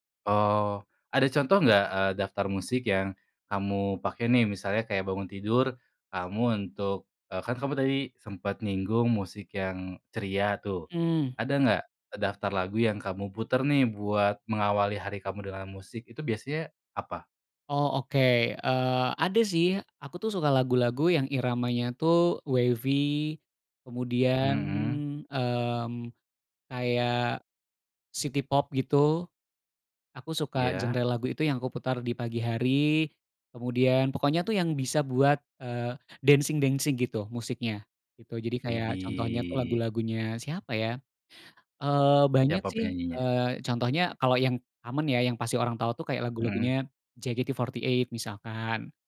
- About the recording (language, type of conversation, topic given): Indonesian, podcast, Bagaimana musik memengaruhi suasana hatimu sehari-hari?
- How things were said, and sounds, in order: in English: "wavy"; in English: "city pop"; in English: "densing-dengsing"; "dancing-dancing" said as "densing-dengsing"; put-on voice: "JKT48"